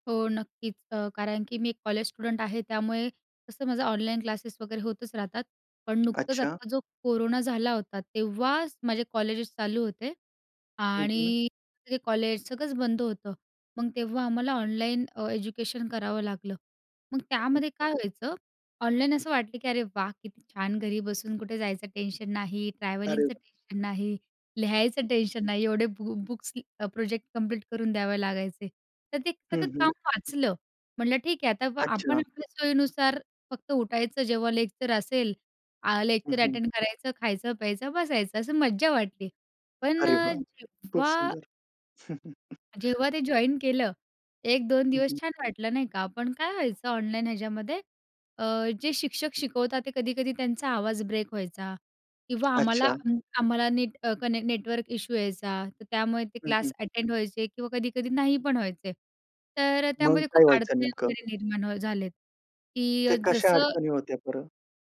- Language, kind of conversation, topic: Marathi, podcast, ऑनलाइन शिक्षणाचा अनुभव तुम्हाला कसा वाटला?
- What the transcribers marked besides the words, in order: in English: "स्टुडंट"; tapping; other background noise; other noise; in English: "अटेंड"; chuckle; in English: "कनेक्ट"; in English: "अटेंड"